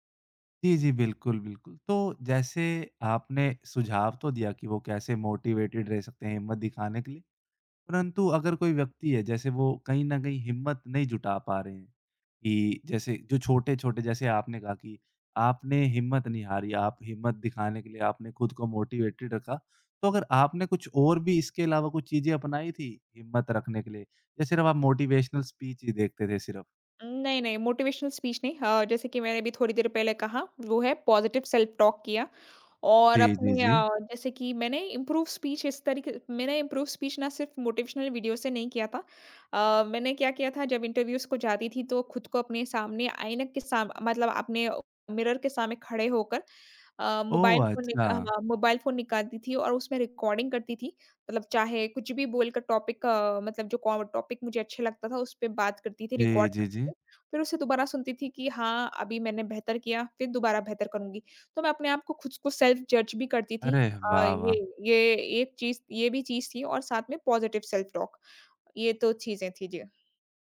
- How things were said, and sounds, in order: in English: "मोटिवेटेड"; in English: "मोटिवेटेड"; in English: "मोटिवेशनल स्पीच"; in English: "मोटिवेशनल स्पीच"; in English: "पॉज़िटिव सेल्फ़ टॉक"; in English: "इम्प्रूव स्पीच"; in English: "इम्प्रूव स्पीच"; in English: "मोटिवेशनल वीडियोज़"; in English: "इंटरव्यूज़"; in English: "मिरर"; in English: "मोबाइल फ़ोन"; unintelligible speech; in English: "मोबाइल फ़ोन"; in English: "रिकॉर्डिंग"; in English: "टॉपिक"; in English: "टॉपिक"; in English: "रिकॉर्ड"; in English: "सेल्फ़ जज"; in English: "पॉज़िटिव सेल्फ़ टॉक"
- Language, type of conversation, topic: Hindi, podcast, क्या कभी किसी छोटी-सी हिम्मत ने आपको कोई बड़ा मौका दिलाया है?